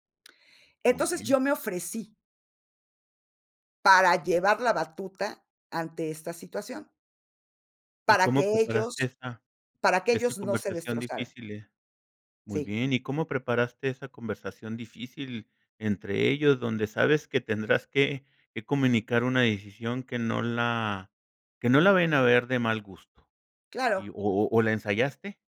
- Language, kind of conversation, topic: Spanish, podcast, ¿Cómo manejas las decisiones cuando tu familia te presiona?
- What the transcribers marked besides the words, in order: none